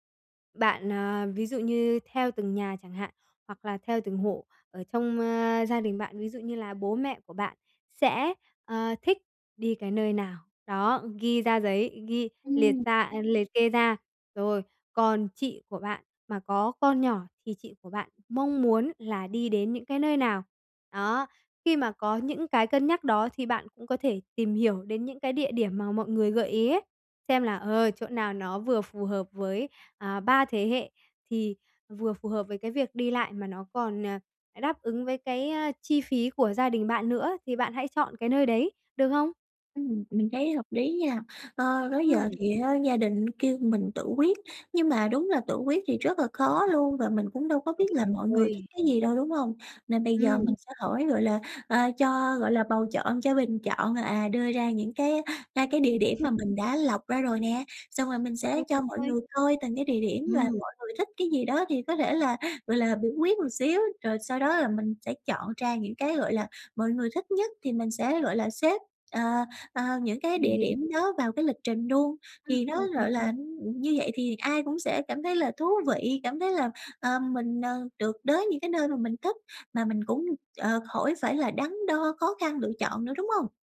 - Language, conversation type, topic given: Vietnamese, advice, Làm sao để bớt lo lắng khi đi du lịch xa?
- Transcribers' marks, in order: tapping; unintelligible speech